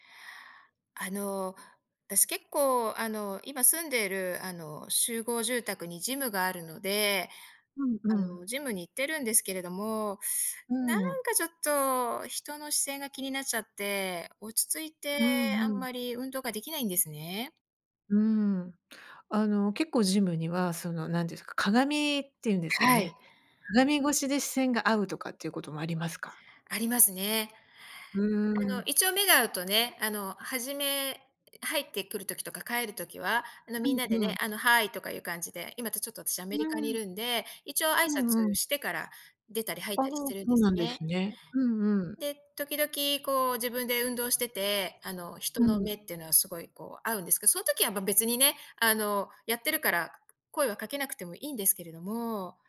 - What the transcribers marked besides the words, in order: tapping; in English: "Hi!"
- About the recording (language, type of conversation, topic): Japanese, advice, ジムで人の視線が気になって落ち着いて運動できないとき、どうすればいいですか？